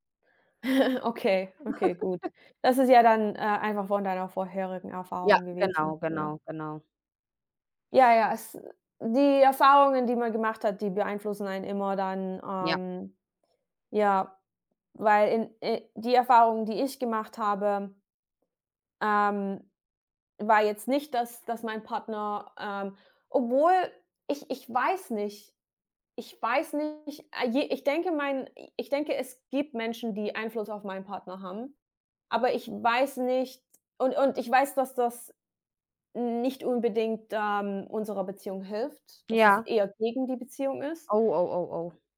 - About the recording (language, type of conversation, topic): German, unstructured, Wie kann man Vertrauen in einer Beziehung aufbauen?
- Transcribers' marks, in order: laugh